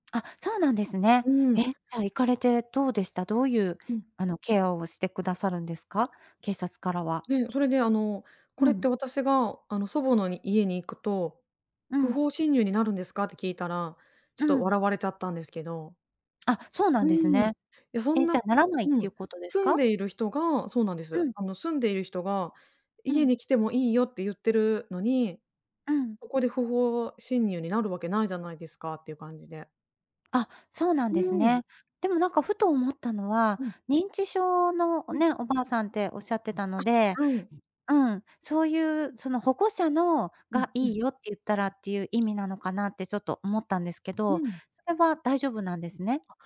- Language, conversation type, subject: Japanese, advice, 遺産相続で家族が対立している
- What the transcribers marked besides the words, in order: other noise; other background noise